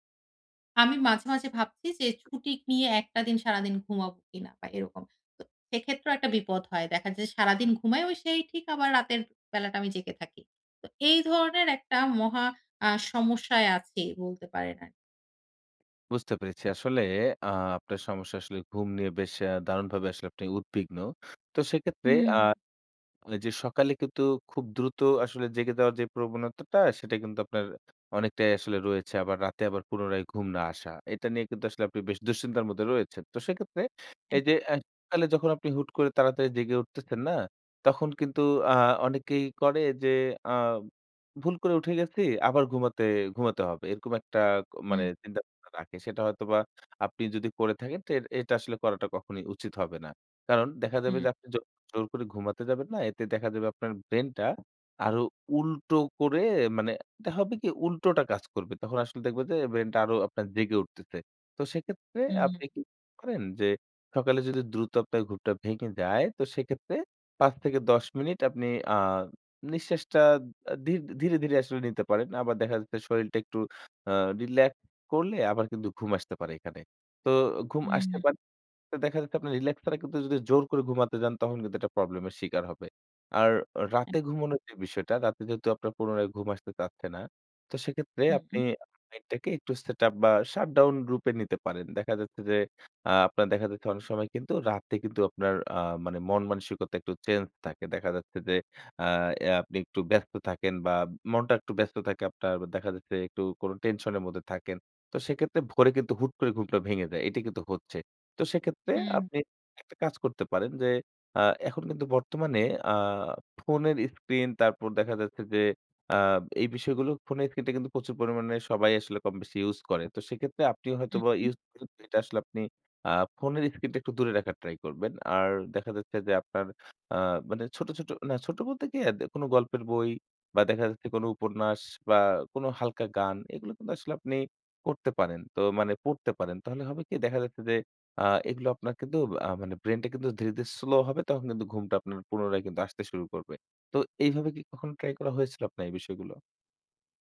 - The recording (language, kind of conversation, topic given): Bengali, advice, সকালে খুব তাড়াতাড়ি ঘুম ভেঙে গেলে এবং রাতে আবার ঘুমাতে না পারলে কী করব?
- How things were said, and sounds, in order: "সকালে" said as "কালে"; "শরীরটা" said as "শরীলটা"; "রিল্যাক্স" said as "রিল্যাক"; in English: "setup"; in English: "shut down"; tapping